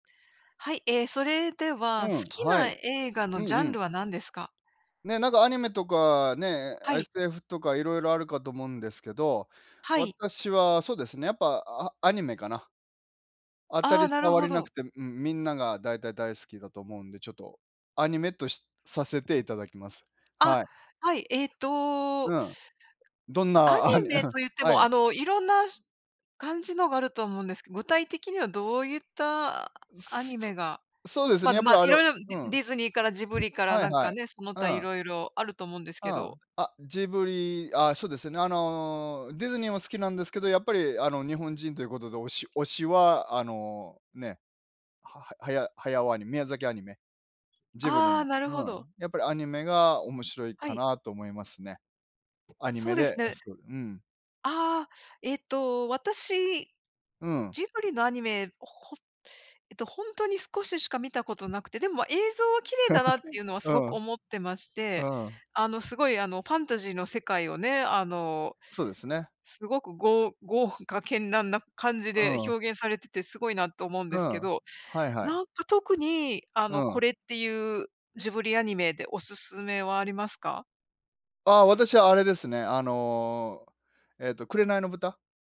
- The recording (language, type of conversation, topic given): Japanese, unstructured, 好きな映画のジャンルは何ですか？
- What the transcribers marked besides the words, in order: other background noise; other noise; laughing while speaking: "アニ"; chuckle